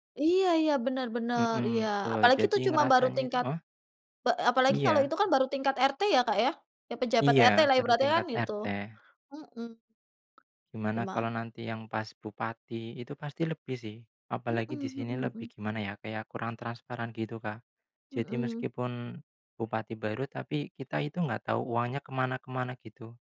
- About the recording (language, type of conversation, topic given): Indonesian, unstructured, Bagaimana kamu menanggapi kasus penyalahgunaan kekuasaan oleh pejabat?
- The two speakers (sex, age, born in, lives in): female, 30-34, Indonesia, Indonesia; male, 25-29, Indonesia, Indonesia
- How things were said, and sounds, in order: tapping